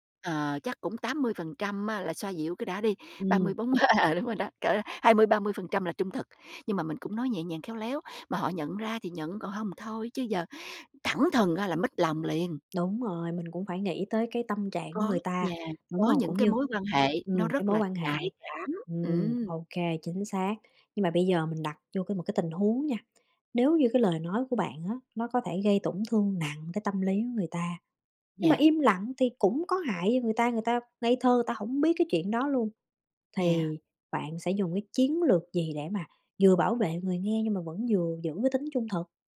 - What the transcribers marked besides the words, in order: laughing while speaking: "à"; tapping
- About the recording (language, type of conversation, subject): Vietnamese, podcast, Bạn giữ cân bằng giữa trung thực và lịch sự ra sao?